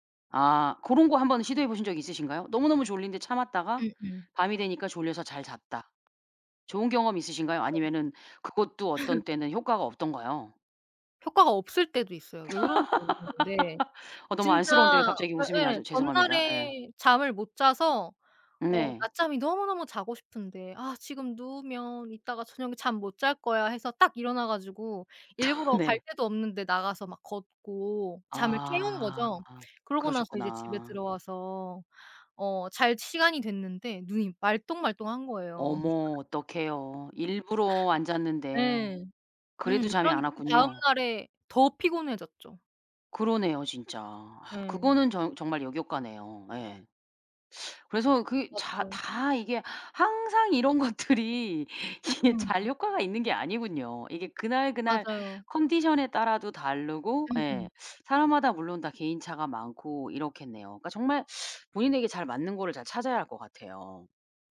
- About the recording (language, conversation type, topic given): Korean, podcast, 잠을 잘 자려면 평소에 어떤 습관을 지키시나요?
- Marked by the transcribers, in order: other background noise; tapping; laugh; laugh; background speech; laugh; laughing while speaking: "것들이 이게 잘"; teeth sucking